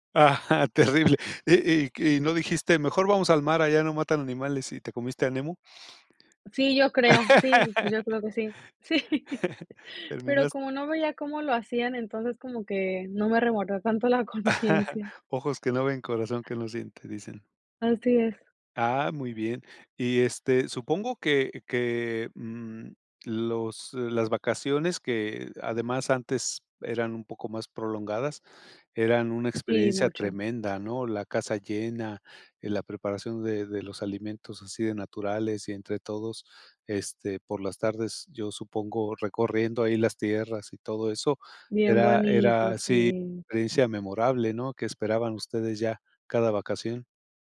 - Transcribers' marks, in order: laugh; laugh; chuckle; laughing while speaking: "conciencia"; chuckle
- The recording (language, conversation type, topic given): Spanish, podcast, ¿Tienes alguna anécdota de viaje que todo el mundo recuerde?